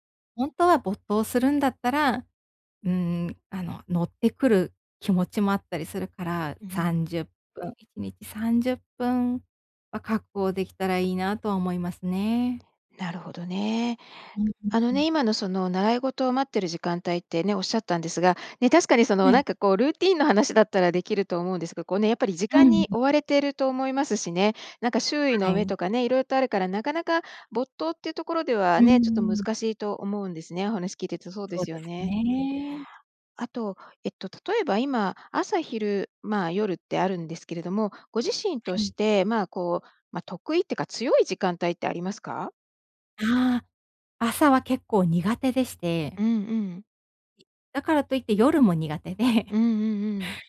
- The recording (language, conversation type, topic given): Japanese, advice, 創作の時間を定期的に確保するにはどうすればいいですか？
- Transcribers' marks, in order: other background noise